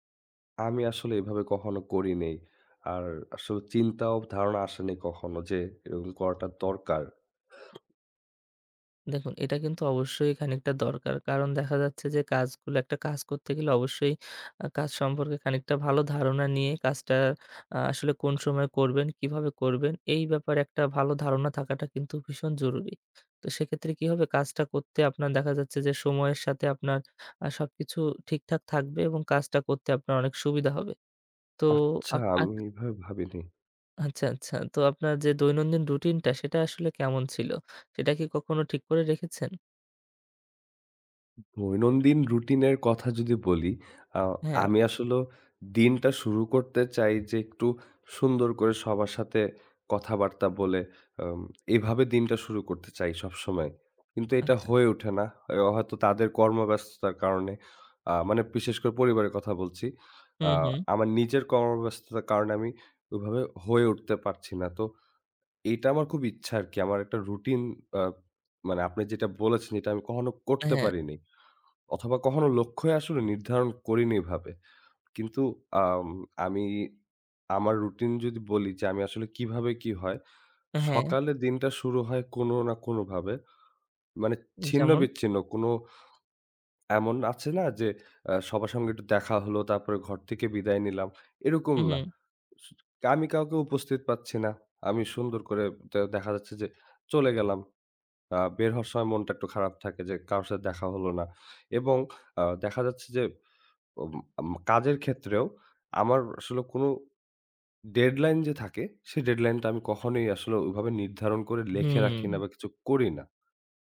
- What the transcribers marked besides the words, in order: tapping; lip smack
- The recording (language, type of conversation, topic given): Bengali, advice, আধ-সম্পন্ন কাজগুলো জমে থাকে, শেষ করার সময়ই পাই না